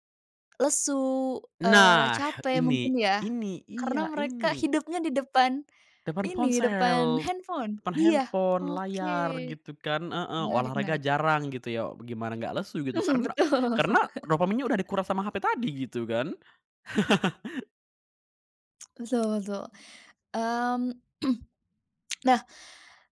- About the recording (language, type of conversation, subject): Indonesian, podcast, Pernahkah kamu merasa kecanduan ponsel, dan bagaimana kamu mengatasinya?
- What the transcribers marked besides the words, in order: laughing while speaking: "Mhm, betul"; chuckle; chuckle; tsk; throat clearing